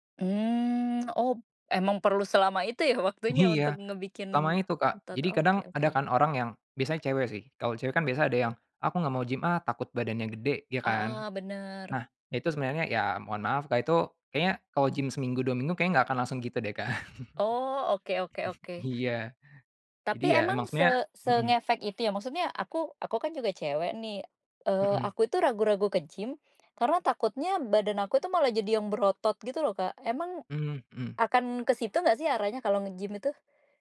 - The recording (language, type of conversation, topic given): Indonesian, podcast, Apa trikmu supaya tidak malas berolahraga?
- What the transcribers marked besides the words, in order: laughing while speaking: "waktunya"; laughing while speaking: "Iya"; laugh; background speech